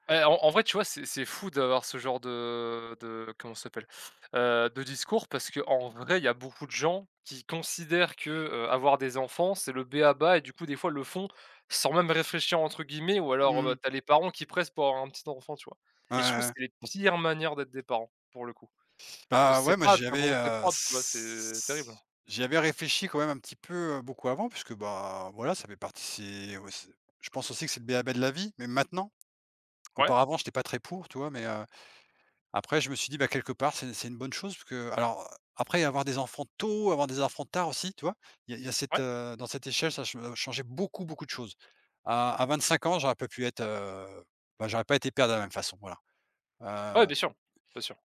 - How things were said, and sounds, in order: stressed: "pires"; stressed: "pas"; drawn out: "s"; tapping
- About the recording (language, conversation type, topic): French, unstructured, Quels rêves aimerais-tu réaliser dans les dix prochaines années ?